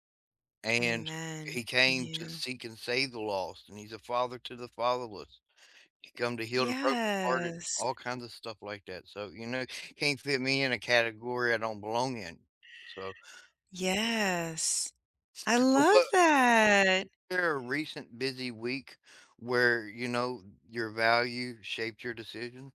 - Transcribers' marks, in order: drawn out: "Yes"; drawn out: "Yes"; other background noise; tapping
- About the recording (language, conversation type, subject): English, unstructured, When life gets hectic, which core value guides your choices and keeps you grounded?
- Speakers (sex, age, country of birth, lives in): female, 50-54, United States, United States; male, 40-44, United States, United States